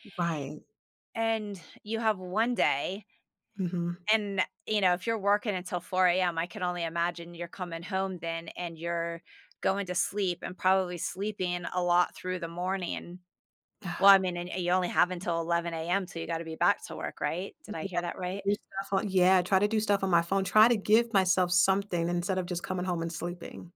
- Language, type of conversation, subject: English, advice, How can I set clear boundaries to balance work and family time?
- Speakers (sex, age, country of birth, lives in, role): female, 35-39, United States, United States, user; female, 50-54, United States, United States, advisor
- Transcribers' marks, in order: sigh